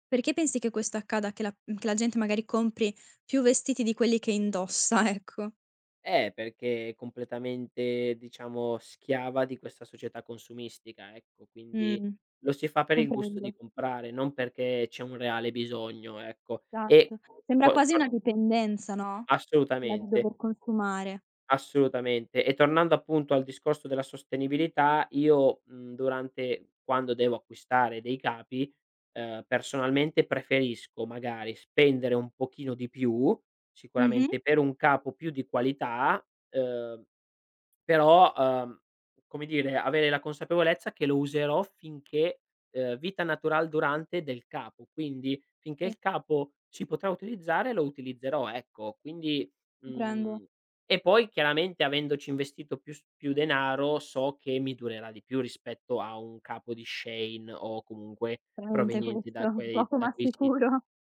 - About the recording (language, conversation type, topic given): Italian, podcast, In che modo la sostenibilità entra nelle tue scelte di stile?
- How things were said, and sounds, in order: chuckle; "Esatto" said as "satto"; other background noise; unintelligible speech